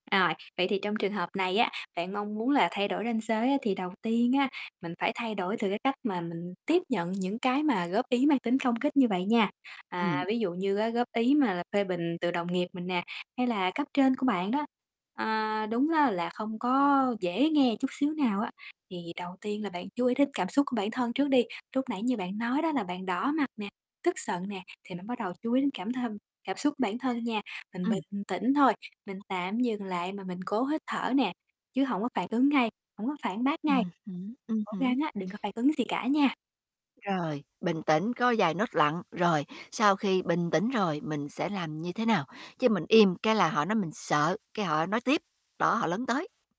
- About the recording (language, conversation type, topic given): Vietnamese, advice, Làm thế nào để bạn tiếp nhận góp ý mang tính công kích nhưng không mang tính xây dựng một cách bình tĩnh và đặt ranh giới phù hợp?
- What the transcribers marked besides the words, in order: mechanical hum; other background noise; tapping; static; distorted speech